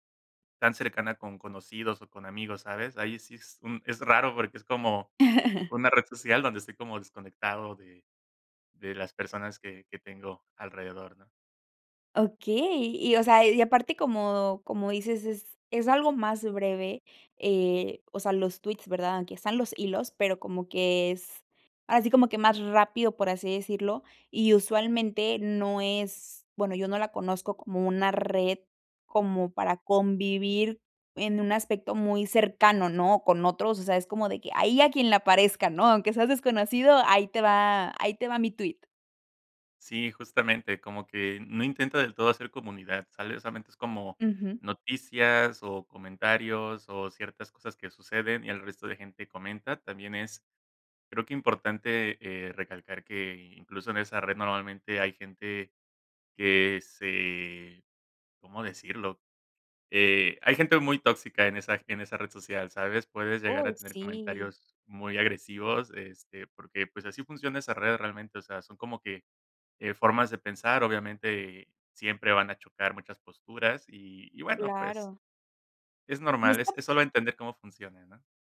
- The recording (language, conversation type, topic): Spanish, podcast, ¿Qué límites pones entre tu vida en línea y la presencial?
- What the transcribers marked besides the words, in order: chuckle